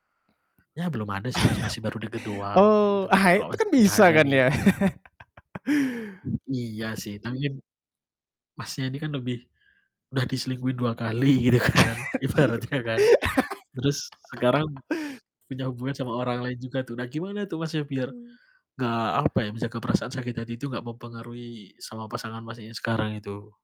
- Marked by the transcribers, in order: laugh; distorted speech; laugh; tapping; laughing while speaking: "gitu kan? Ibaratnya kan?"; laugh; laughing while speaking: "Diem"; laugh
- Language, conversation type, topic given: Indonesian, unstructured, Bagaimana kamu mengatasi sakit hati setelah mengetahui pasangan tidak setia?
- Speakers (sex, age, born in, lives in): male, 20-24, Indonesia, Indonesia; male, 25-29, Indonesia, Indonesia